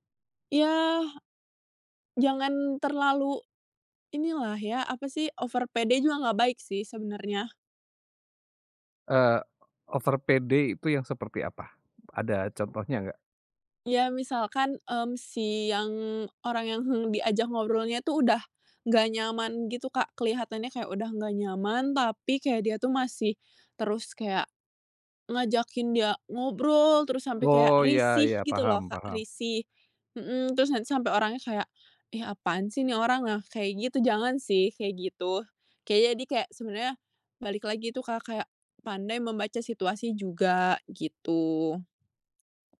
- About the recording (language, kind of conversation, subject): Indonesian, podcast, Bagaimana cara kamu memulai percakapan dengan orang baru?
- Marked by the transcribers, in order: in English: "over"; in English: "over"; tapping